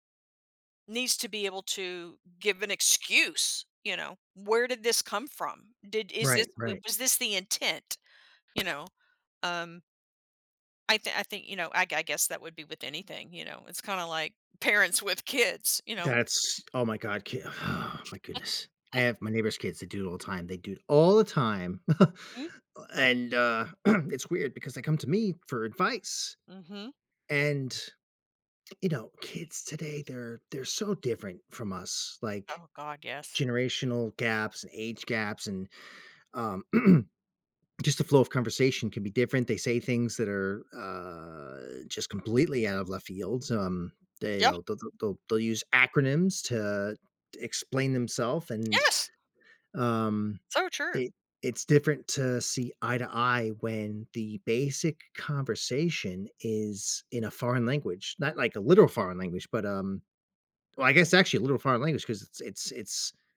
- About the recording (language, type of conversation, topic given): English, unstructured, Does talking about feelings help mental health?
- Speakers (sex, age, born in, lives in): female, 55-59, United States, United States; male, 40-44, United States, United States
- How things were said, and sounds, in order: stressed: "excuse"; other background noise; groan; chuckle; chuckle; throat clearing; throat clearing; tapping